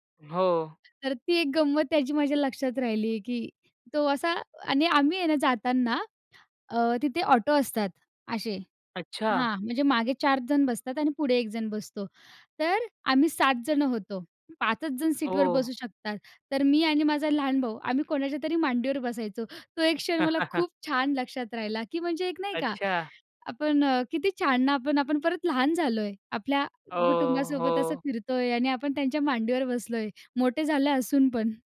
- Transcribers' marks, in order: other background noise; chuckle
- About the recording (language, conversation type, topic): Marathi, podcast, एकत्र प्रवास करतानाच्या आठवणी तुमच्यासाठी का खास असतात?